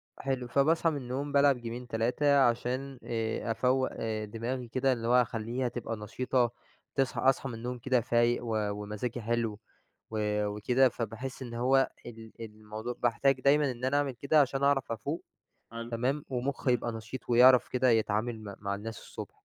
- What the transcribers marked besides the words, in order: other background noise; in English: "جيمين"
- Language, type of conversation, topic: Arabic, podcast, لو عندك يوم كامل فاضي، هتقضيه إزاي مع هوايتك؟